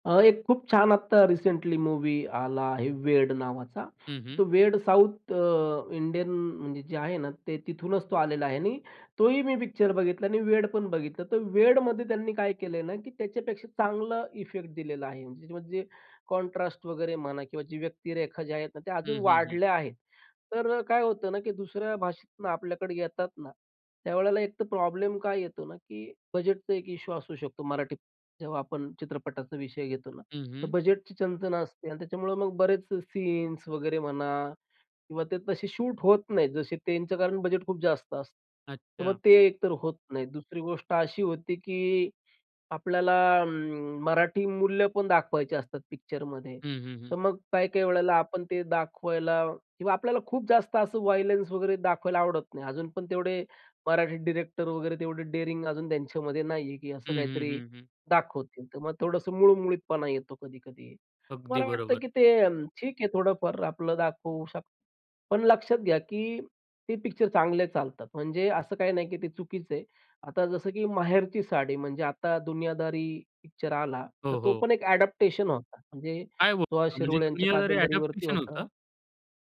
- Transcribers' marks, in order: in English: "रिसेंटली"; in English: "कॉन्ट्रास्ट"; in English: "प्रॉब्लेम"; in English: "इश्यू"; in English: "सीन्स"; in English: "शूट"; in English: "वायलेन्स"; in English: "डिरेक्टर"; in English: "डेअरिंग"; in English: "अडॅप्टेशन"; surprised: "काय बोलता म्हणजे दुनियादारी अडॅप्टेशन होतं"; in English: "अडॅप्टेशन"
- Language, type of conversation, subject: Marathi, podcast, पुनर्निर्मिती आणि रूपांतरांबद्दल तुमचे मत काय आहे?